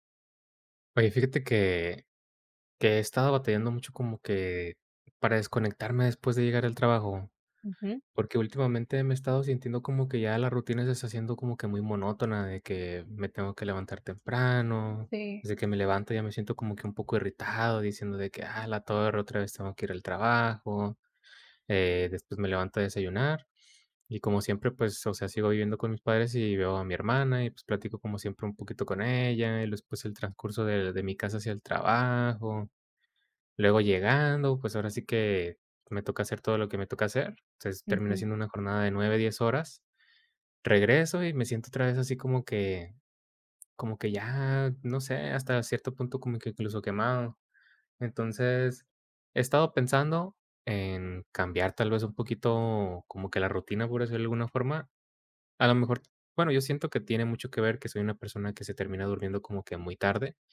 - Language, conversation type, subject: Spanish, advice, ¿Por qué me cuesta desconectar después del trabajo?
- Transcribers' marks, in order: tapping